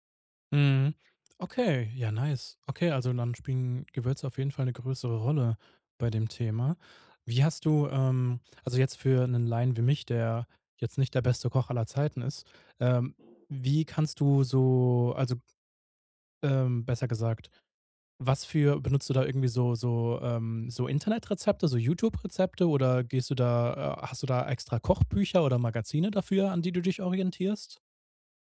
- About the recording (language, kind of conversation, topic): German, podcast, Wie würzt du, ohne nach Rezept zu kochen?
- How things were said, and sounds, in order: in English: "nice"; other background noise